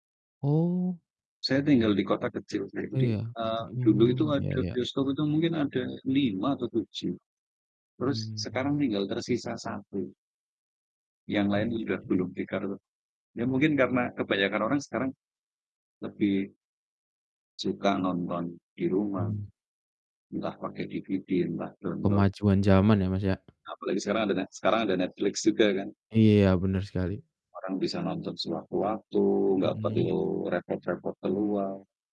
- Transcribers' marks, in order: distorted speech; in English: "DVD"; tapping
- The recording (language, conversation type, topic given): Indonesian, unstructured, Mana yang lebih Anda sukai dan mengapa: membaca buku atau menonton film?